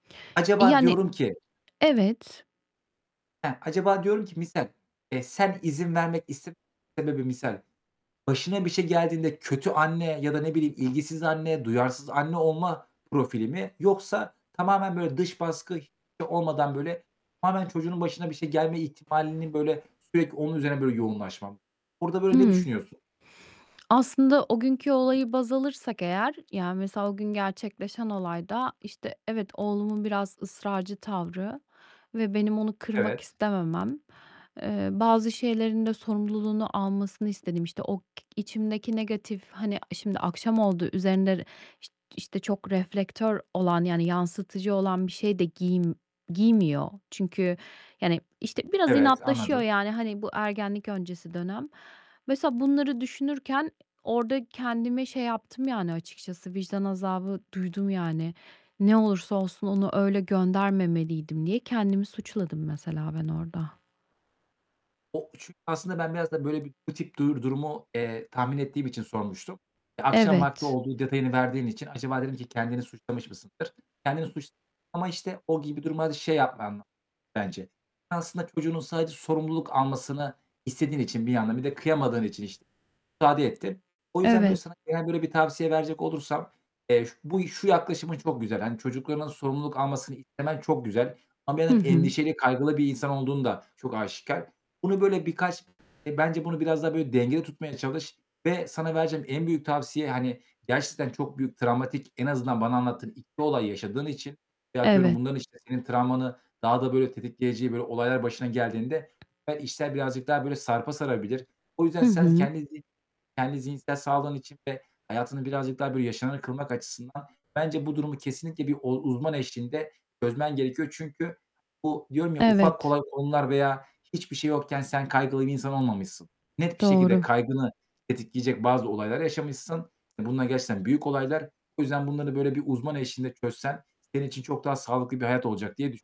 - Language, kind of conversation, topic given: Turkish, advice, Kaygıyla günlük hayatta nasıl daha iyi başa çıkabilirim?
- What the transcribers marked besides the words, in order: static; distorted speech; other background noise; mechanical hum; unintelligible speech; unintelligible speech